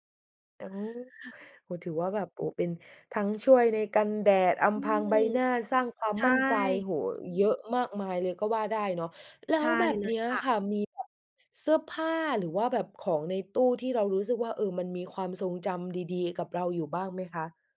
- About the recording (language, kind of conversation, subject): Thai, podcast, เสื้อผ้าชิ้นโปรดของคุณคือชิ้นไหน และทำไมคุณถึงชอบมัน?
- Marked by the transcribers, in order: none